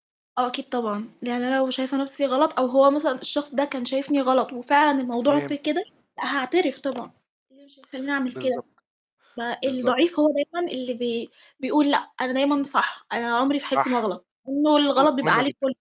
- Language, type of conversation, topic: Arabic, unstructured, بتخاف تخسر صاحبك بسبب سوء تفاهم، وبتتصرف إزاي؟
- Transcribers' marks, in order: static; other background noise; distorted speech